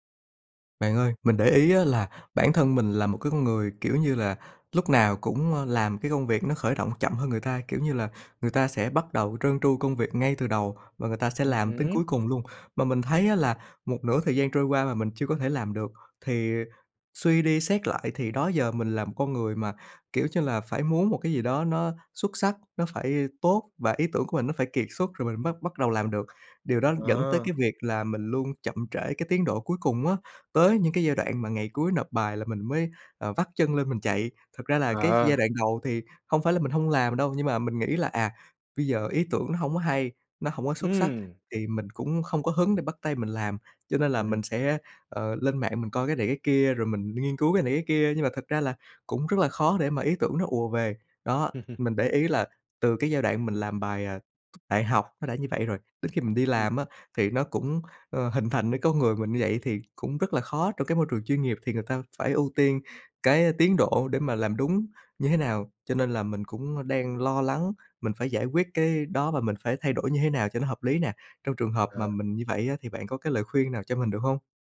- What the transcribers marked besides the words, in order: tapping; other background noise; chuckle
- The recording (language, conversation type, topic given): Vietnamese, advice, Chủ nghĩa hoàn hảo làm chậm tiến độ